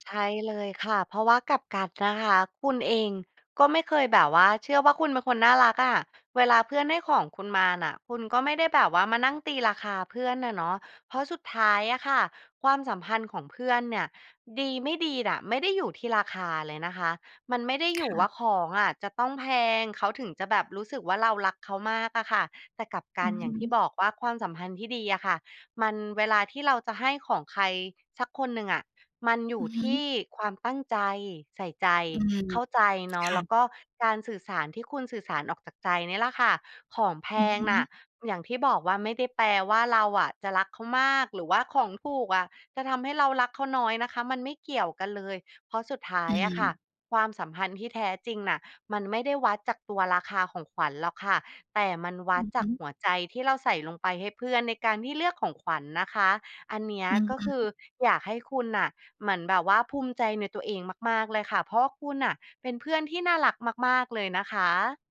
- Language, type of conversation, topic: Thai, advice, ทำไมฉันถึงรู้สึกผิดเมื่อไม่ได้ซื้อของขวัญราคาแพงให้คนใกล้ชิด?
- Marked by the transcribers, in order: other background noise